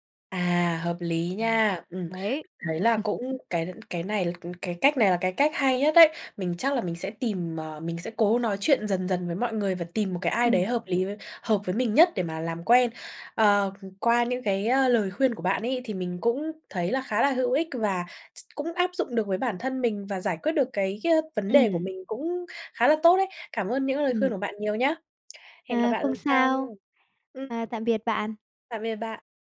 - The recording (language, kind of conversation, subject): Vietnamese, advice, Tại sao bạn phải giấu con người thật của mình ở nơi làm việc vì sợ hậu quả?
- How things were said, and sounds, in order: tapping; laugh; lip smack; other background noise